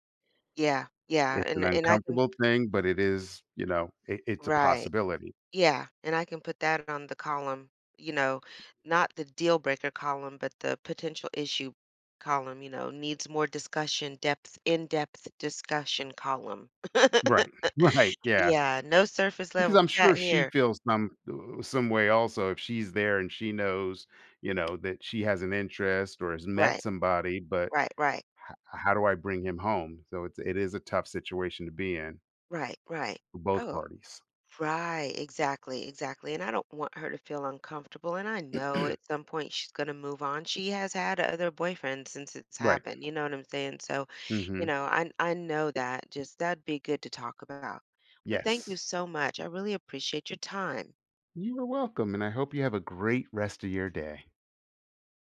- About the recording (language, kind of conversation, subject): English, advice, How can I stop a friend from taking advantage of my help?
- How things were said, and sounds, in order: tapping; laughing while speaking: "right"; laugh; throat clearing; other background noise